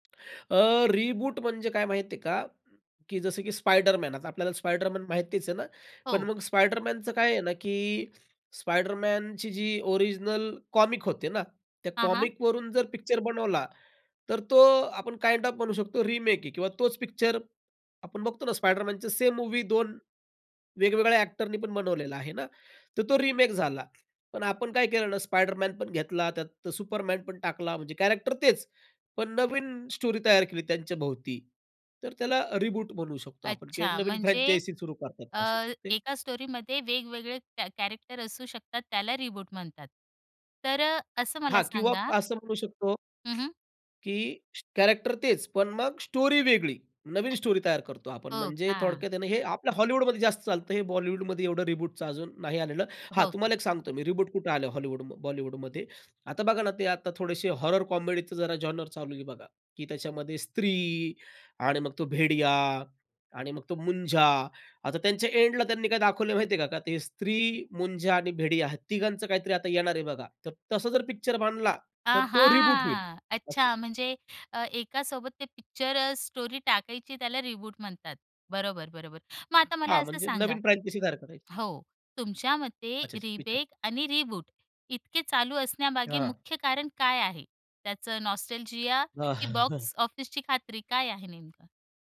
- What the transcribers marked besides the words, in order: tapping; in English: "रिबूट"; other background noise; in English: "काइंड ऑफ"; in English: "कॅरेक्टर"; in English: "स्टोरी"; in English: "रिबूट"; in English: "फ्रँचायझी"; in English: "स्टोरीमध्ये"; in English: "कॅरेक्टर"; in English: "रिबूट"; in English: "कॅरेक्टर"; in English: "स्टोरी"; in English: "स्टोरी"; in English: "रिबूटचं"; in English: "रिबूट"; in English: "हॉरर कॉमेडीच"; in English: "जॉनर"; in English: "रिबूट"; in English: "स्टोरी"; in English: "रिबूट"; in English: "फ्रँचायझी"; "रिमेक" said as "रिबेक"; in English: "रिबूट"; in English: "नॉस्टॅल्जिया"; chuckle
- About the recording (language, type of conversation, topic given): Marathi, podcast, रीमेक आणि रीबूट इतके लोकप्रिय का होतात असे तुम्हाला वाटते?